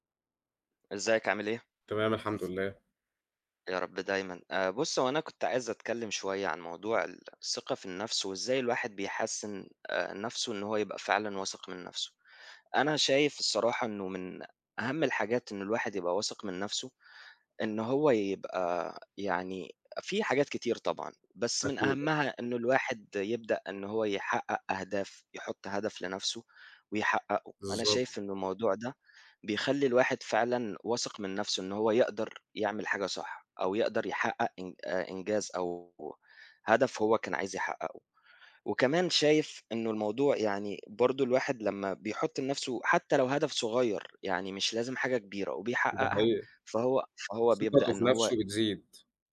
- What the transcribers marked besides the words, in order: other background noise; tapping
- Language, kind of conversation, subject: Arabic, unstructured, إيه الطرق اللي بتساعدك تزود ثقتك بنفسك؟